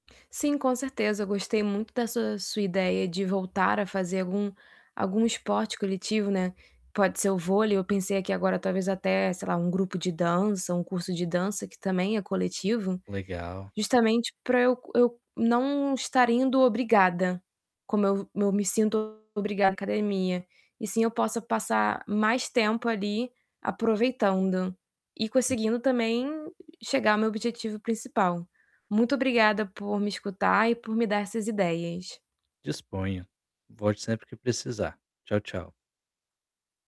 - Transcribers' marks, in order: distorted speech
- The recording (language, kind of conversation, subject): Portuguese, advice, Como posso superar um platô de desempenho nos treinos?